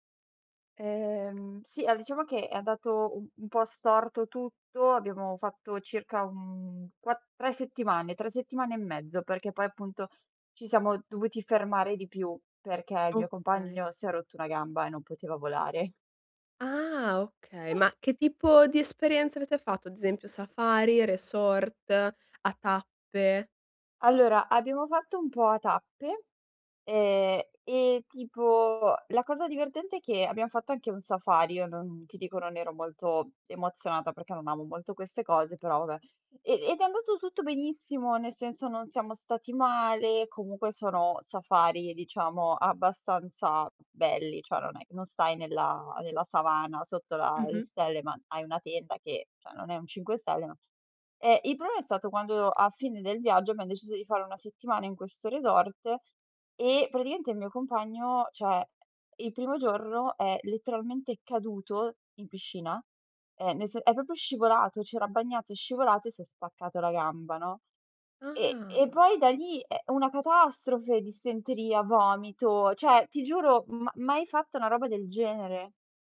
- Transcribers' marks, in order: sneeze; tapping; "Cioè" said as "ceh"; "cioè" said as "ceh"; "cioè" said as "ceh"; "Cioè" said as "ceh"
- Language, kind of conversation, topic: Italian, advice, Cosa posso fare se qualcosa va storto durante le mie vacanze all'estero?